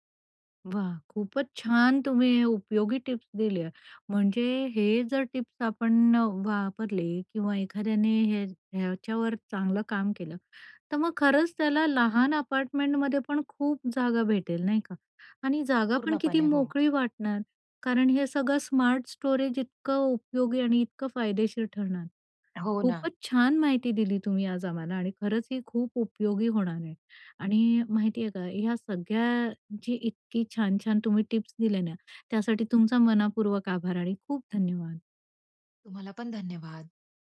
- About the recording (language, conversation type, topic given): Marathi, podcast, छोट्या सदनिकेत जागेची मांडणी कशी करावी?
- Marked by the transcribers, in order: in English: "स्मार्ट"